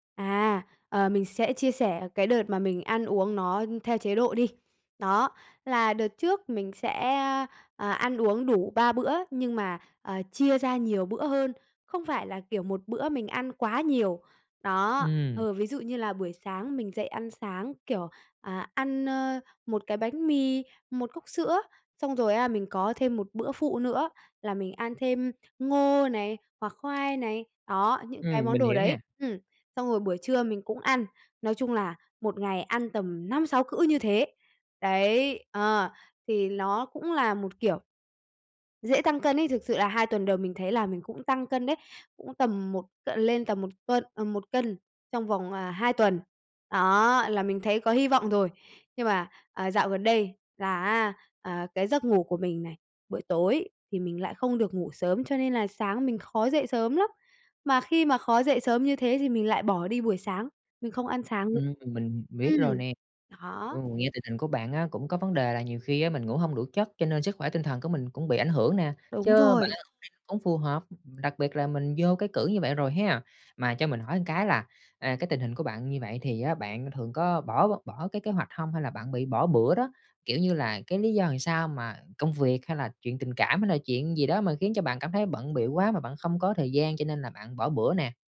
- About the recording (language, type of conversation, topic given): Vietnamese, advice, Bạn làm thế nào để không bỏ lỡ kế hoạch ăn uống hằng tuần mà mình đã đặt ra?
- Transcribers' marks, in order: other background noise; "nó" said as "ló"; tapping; "một" said as "ừn"; "làm" said as "ừn"